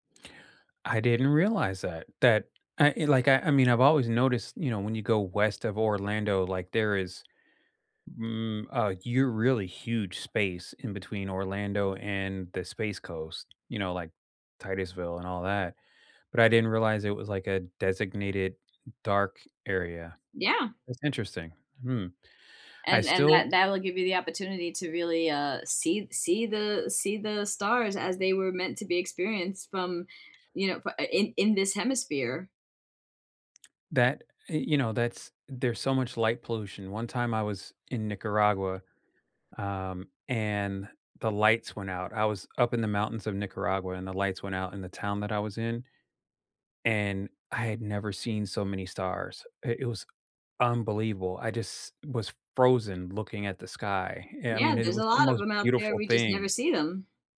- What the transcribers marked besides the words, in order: other background noise; tapping; stressed: "unbelievable"
- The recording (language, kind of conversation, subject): English, unstructured, What local shortcuts help you make any city feel like yours?